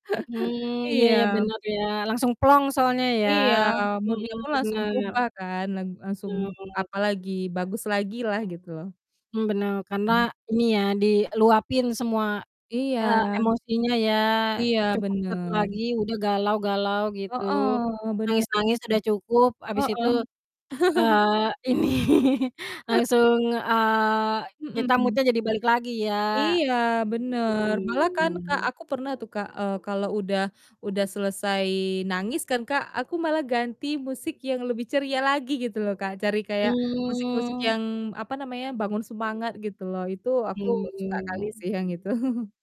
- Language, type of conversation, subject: Indonesian, unstructured, Bagaimana musik bisa membuat harimu menjadi lebih baik?
- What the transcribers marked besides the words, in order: other background noise; static; in English: "Mood-nya"; distorted speech; chuckle; laugh; laughing while speaking: "ini"; in English: "mood-nya"; unintelligible speech; drawn out: "Mmm"; chuckle